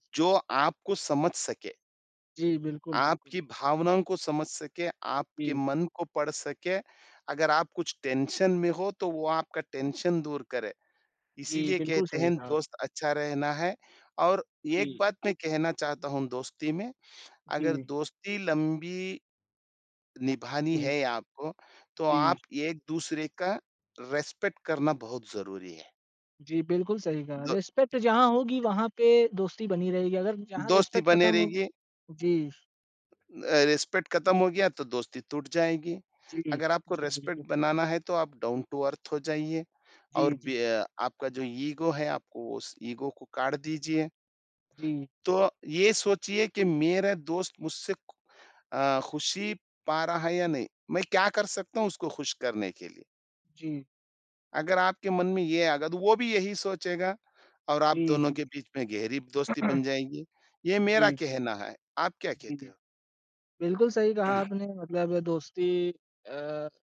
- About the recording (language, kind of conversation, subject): Hindi, unstructured, दोस्तों के साथ बिताया गया आपका सबसे खास दिन कौन सा था?
- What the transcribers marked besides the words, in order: in English: "टेंशन"; in English: "टेंशन"; other background noise; tapping; in English: "रिस्पेक्ट"; in English: "रिस्पेक्ट"; in English: "रिस्पेक्ट"; in English: "रिस्पेक्ट"; in English: "रिस्पेक्ट"; in English: "डाउन टू अर्थ"; in English: "ईगो"; in English: "ईगो"; throat clearing; throat clearing